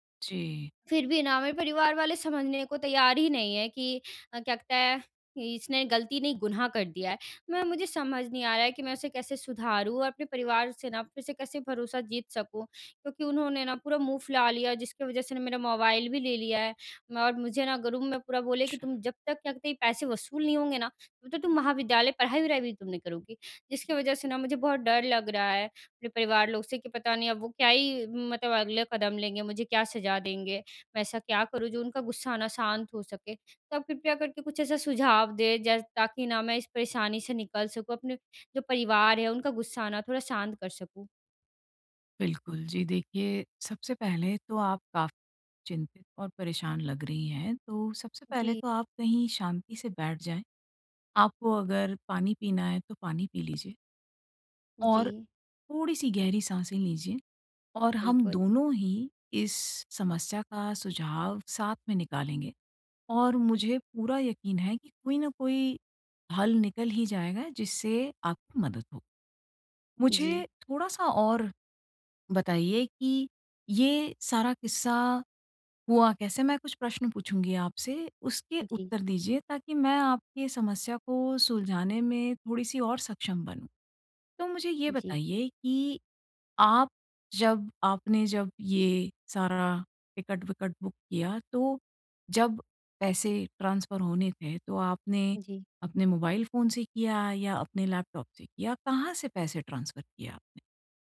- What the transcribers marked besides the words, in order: in English: "ग्रुप"; in English: "बुक"; in English: "ट्रांसफर"; in English: "ट्रांसफर"
- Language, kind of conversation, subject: Hindi, advice, मैं अपनी गलती स्वीकार करके उसे कैसे सुधारूँ?